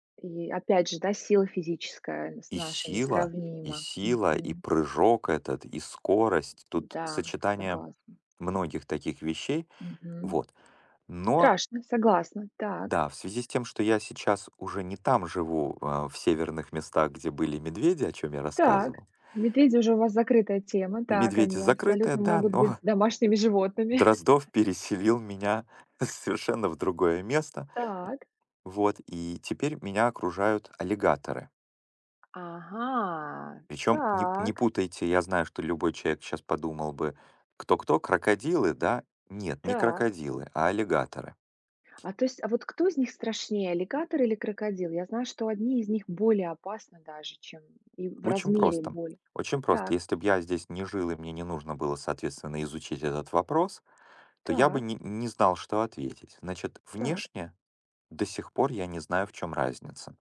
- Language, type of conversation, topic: Russian, unstructured, Какие животные кажутся тебе самыми опасными и почему?
- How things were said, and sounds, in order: tapping; other background noise; laughing while speaking: "но"; chuckle; drawn out: "Ага"